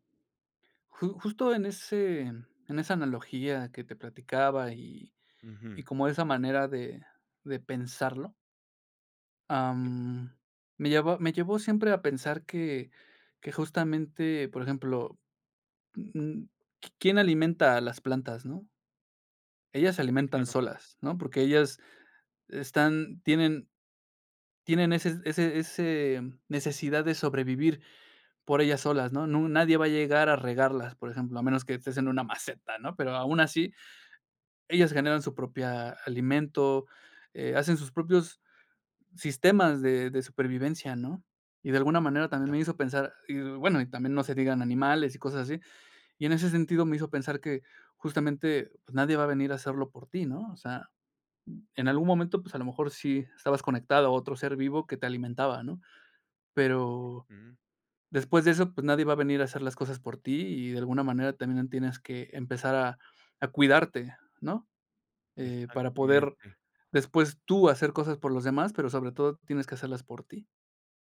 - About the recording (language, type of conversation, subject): Spanish, podcast, ¿De qué manera la soledad en la naturaleza te inspira?
- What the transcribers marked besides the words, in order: none